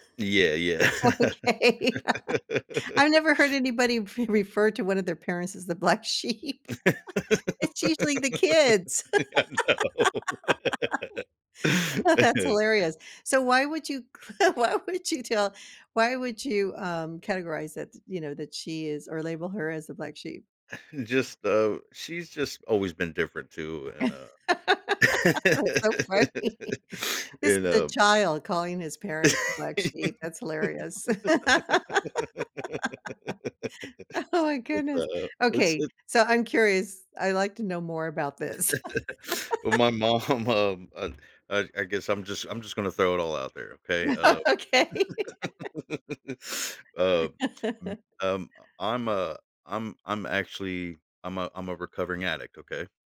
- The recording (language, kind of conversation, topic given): English, unstructured, How do you define success in your own life?
- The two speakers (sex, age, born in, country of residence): female, 70-74, United States, United States; male, 40-44, United States, United States
- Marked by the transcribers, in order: laughing while speaking: "Okay"; chuckle; sniff; laughing while speaking: "re refer"; laugh; laughing while speaking: "black sheep"; laughing while speaking: "I know"; laugh; other background noise; laughing while speaking: "why would you tell"; tapping; chuckle; laugh; laughing while speaking: "That's so funny"; laugh; laugh; laugh; laugh; sniff; laughing while speaking: "mom"; laugh; laughing while speaking: "Okay"; laugh; sniff; laugh